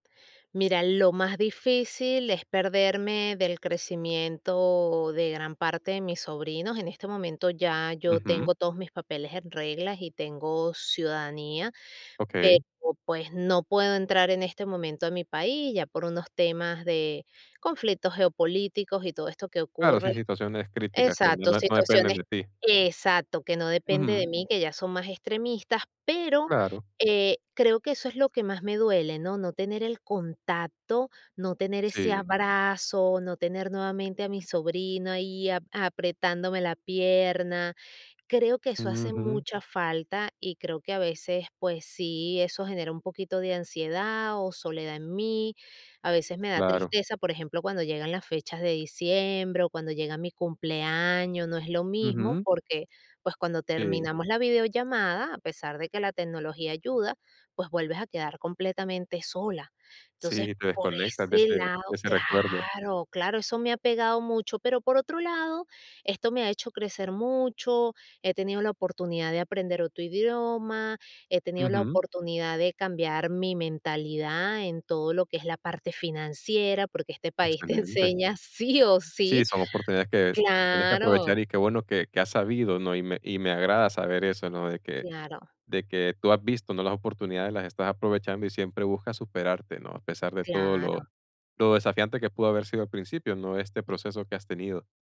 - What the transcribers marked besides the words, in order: laughing while speaking: "te enseña"
- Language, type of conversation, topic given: Spanish, podcast, ¿Cómo ha marcado la migración a tu familia?
- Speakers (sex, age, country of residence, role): female, 40-44, United States, guest; male, 20-24, United States, host